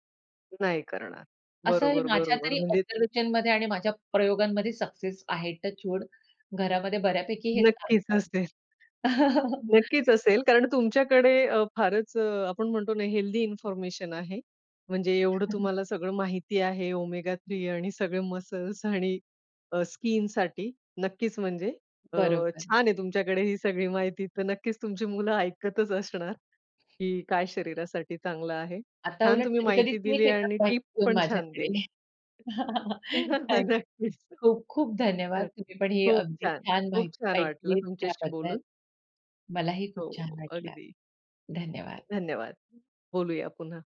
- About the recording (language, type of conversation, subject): Marathi, podcast, सणाच्या वेळी तुम्ही कोणतं खास जेवण बनवता?
- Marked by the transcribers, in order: in English: "ऑब्झर्वेशनमध्ये"; in English: "टच वूड"; other background noise; chuckle; in English: "मसल्स"; laughing while speaking: "छान आहे तुमच्याकडे ही सगळी माहिती तर नक्कीच तुमची मुलं ऐकतच असणार"; laughing while speaking: "माझ्याकडे"; chuckle; laughing while speaking: "नक्कीच"